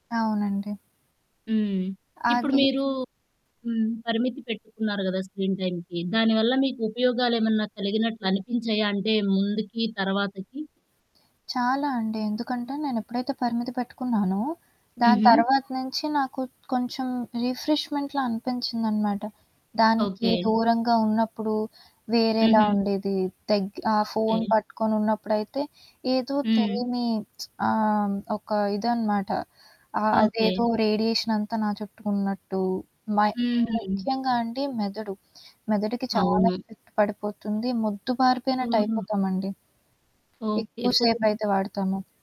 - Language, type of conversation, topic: Telugu, podcast, మీరు రోజువారీ తెర వినియోగ సమయాన్ని ఎంతవరకు పరిమితం చేస్తారు, ఎందుకు?
- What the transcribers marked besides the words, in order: static; in English: "స్క్రీన్ టైమ్‌కి"; in English: "రిఫ్రిష్మెంట్‌లా"; lip smack; in English: "ఎఫెక్ట్"; other background noise